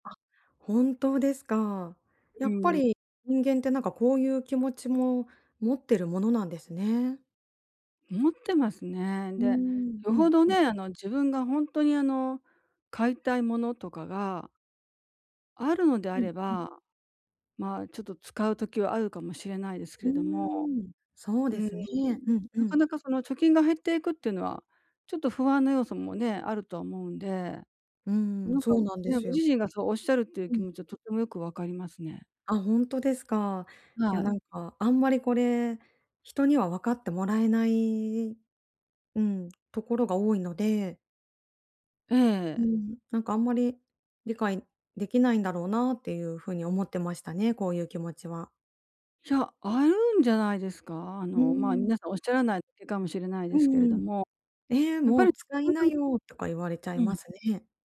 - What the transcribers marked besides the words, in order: none
- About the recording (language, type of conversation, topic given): Japanese, advice, 内面と行動のギャップをどうすれば埋められますか？